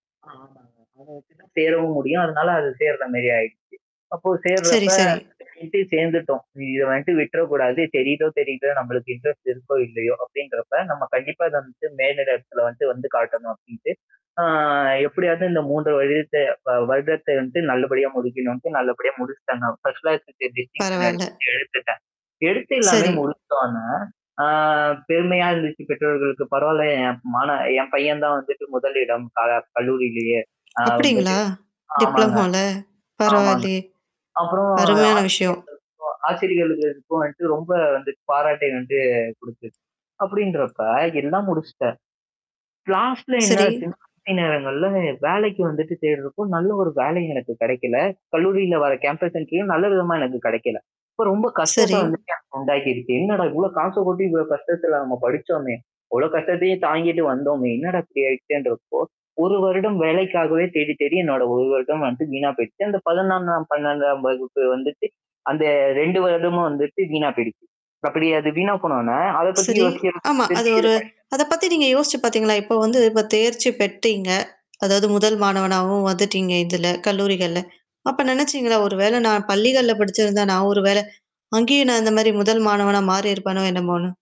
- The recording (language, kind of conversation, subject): Tamil, podcast, எந்தப் பயணம் உங்களுக்கு எதிர்பாராத திருப்பத்தை ஏற்படுத்தியது?
- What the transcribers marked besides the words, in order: static; distorted speech; other noise; unintelligible speech; in English: "இன்ட்ரெஸ்ட்"; "வருடத்த" said as "வருத்த"; in English: "ஃபர்ஸ்ட் கிளாஸ் டிஸிடிங்ஷன்"; unintelligible speech; tapping; in English: "டிப்ளமோல"; in English: "லாஸ்ட்ல"; unintelligible speech; in English: "கேம்பஸ் இன்டர்வ்யூவும்"; other background noise; unintelligible speech